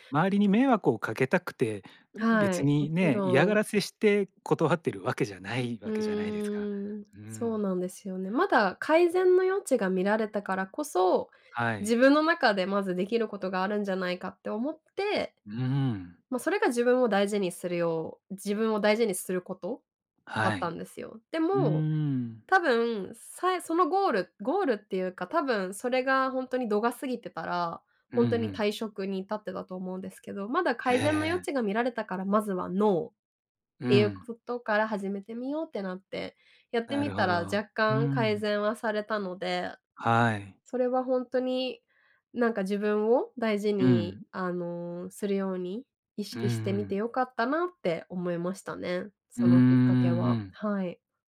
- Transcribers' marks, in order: other noise; drawn out: "うーん"; stressed: "ノー"
- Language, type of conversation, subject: Japanese, podcast, 自分を大事にするようになったきっかけは何ですか？